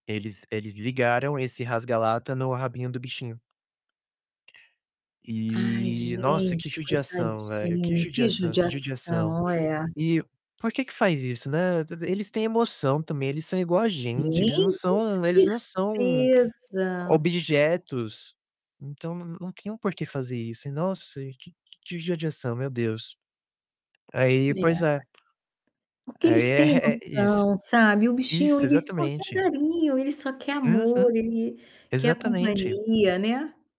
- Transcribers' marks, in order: tapping; other background noise; static; distorted speech; unintelligible speech
- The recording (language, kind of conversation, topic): Portuguese, unstructured, Você acredita que os pets sentem emoções como os humanos?